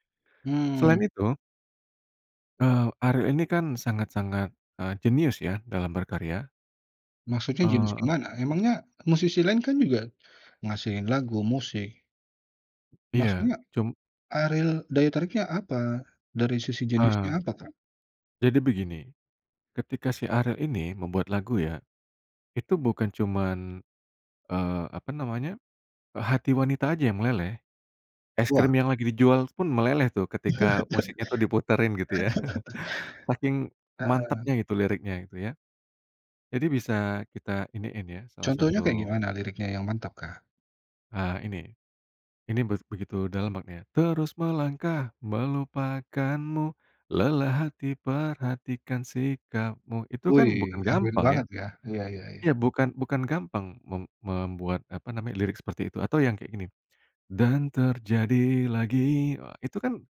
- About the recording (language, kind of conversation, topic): Indonesian, podcast, Siapa musisi lokal favoritmu?
- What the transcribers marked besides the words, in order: other background noise; tapping; laugh; chuckle; singing: "Terus melangkah melupakanmu, lelah hati perhatikan sikapmu"